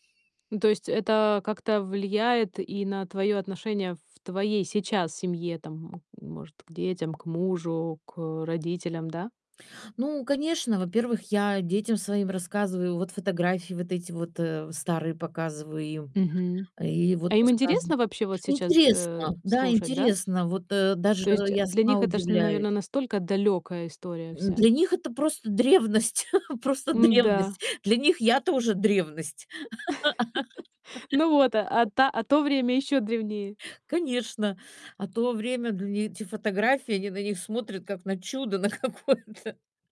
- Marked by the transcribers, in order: tapping; laugh; laughing while speaking: "просто древность, для них я тоже древность"; laugh; laughing while speaking: "на какое-то"
- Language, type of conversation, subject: Russian, podcast, Есть ли в вашей семье особые истории о предках?